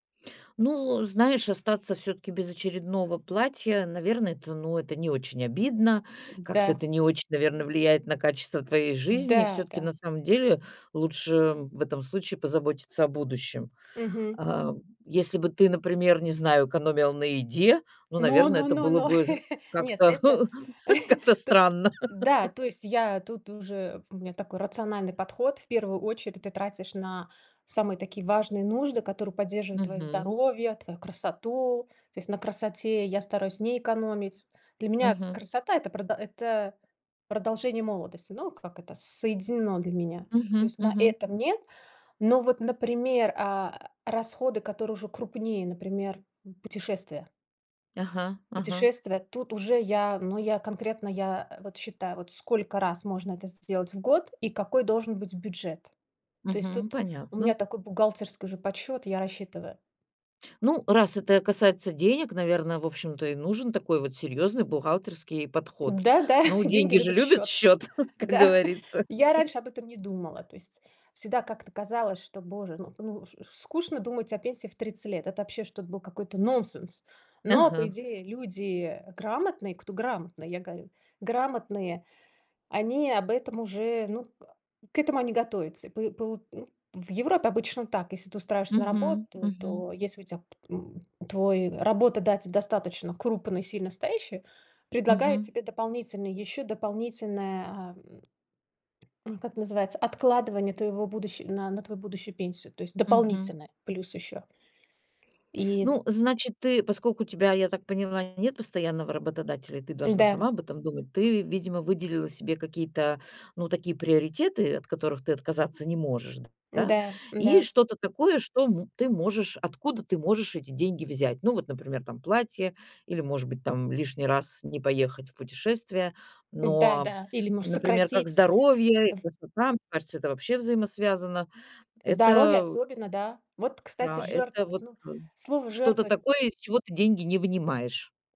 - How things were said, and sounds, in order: chuckle; tapping; chuckle; laugh; chuckle
- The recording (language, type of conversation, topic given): Russian, podcast, Стоит ли сейчас ограничивать себя ради более комфортной пенсии?